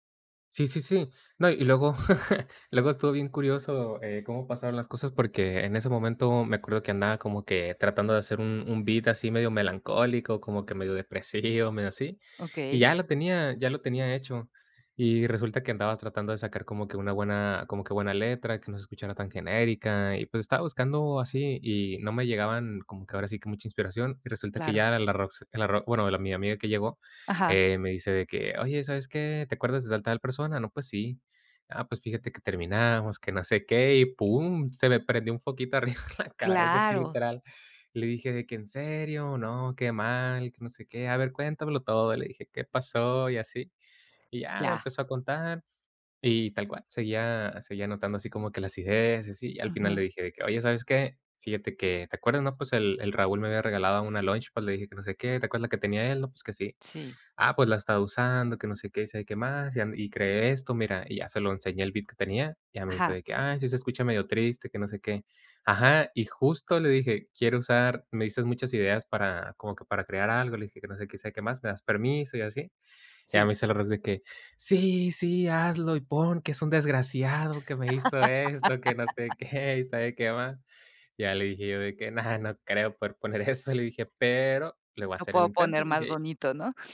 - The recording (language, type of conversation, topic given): Spanish, podcast, ¿Qué haces cuando te bloqueas creativamente?
- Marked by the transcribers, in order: chuckle; laughing while speaking: "arriba en la cabeza"; laugh; laughing while speaking: "poner eso"